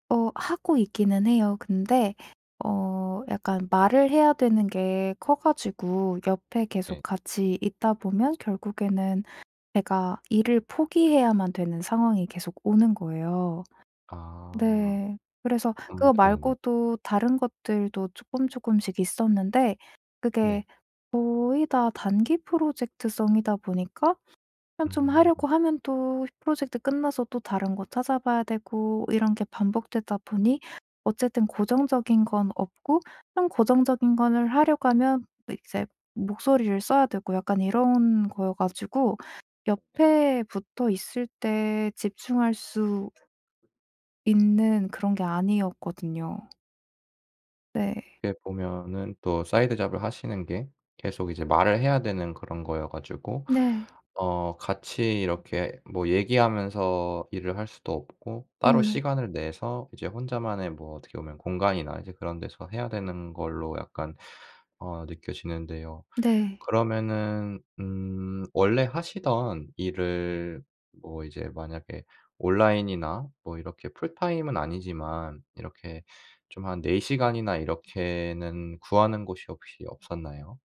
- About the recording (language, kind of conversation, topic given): Korean, advice, 재정 걱정 때문에 계속 불안하고 걱정이 많은데 어떻게 해야 하나요?
- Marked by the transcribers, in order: other background noise; unintelligible speech; tapping; in English: "사이드잡을"